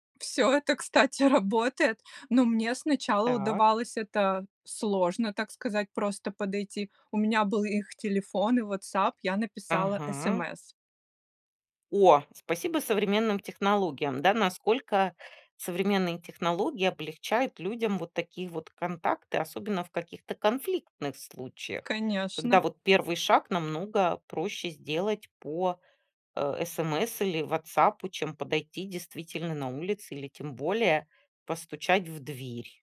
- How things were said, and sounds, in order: none
- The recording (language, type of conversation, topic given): Russian, podcast, Как наладить отношения с соседями?
- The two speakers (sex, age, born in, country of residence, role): female, 35-39, Russia, Netherlands, guest; female, 45-49, Russia, Spain, host